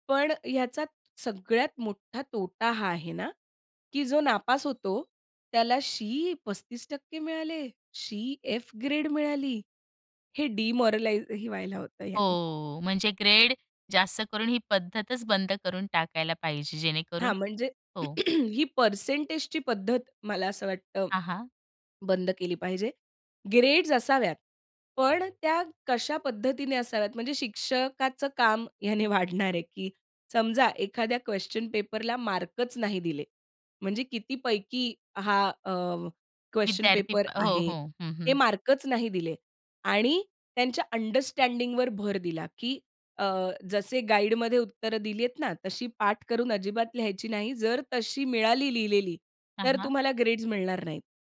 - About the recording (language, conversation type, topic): Marathi, podcast, परीक्षा आणि मूल्यांकन कसे असावे असं तुला काय वाटतं?
- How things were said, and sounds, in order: other background noise; in English: "एफ"; in English: "डिमोरलाईज"; throat clearing